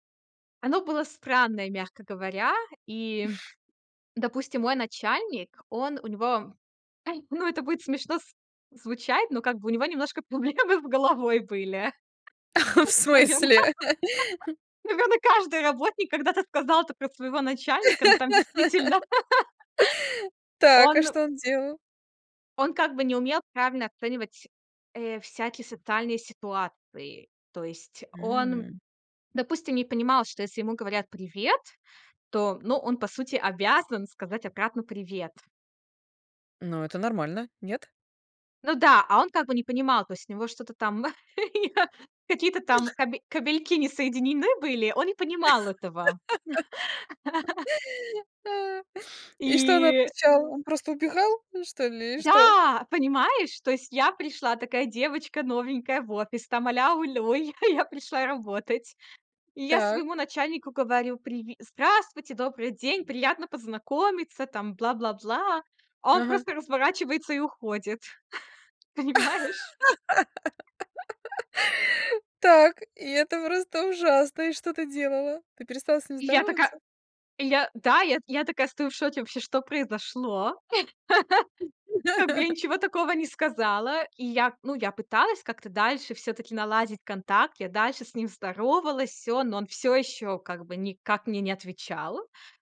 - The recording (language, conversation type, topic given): Russian, podcast, Чему научила тебя первая серьёзная ошибка?
- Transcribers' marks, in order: chuckle; laughing while speaking: "проблемы с головой были, наверно наверно"; laughing while speaking: "В смысле?"; tapping; laugh; chuckle; chuckle; laugh; laugh; laugh; laughing while speaking: "я"; chuckle; laugh; laugh